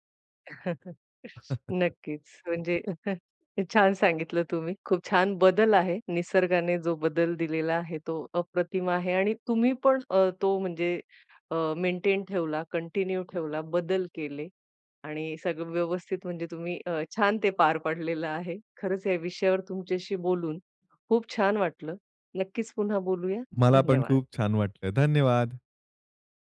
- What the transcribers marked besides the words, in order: chuckle; in English: "कंटिन्यू"; laughing while speaking: "पाडलेलं आहे"
- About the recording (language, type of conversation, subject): Marathi, podcast, निसर्गातल्या एखाद्या छोट्या शोधामुळे तुझ्यात कोणता बदल झाला?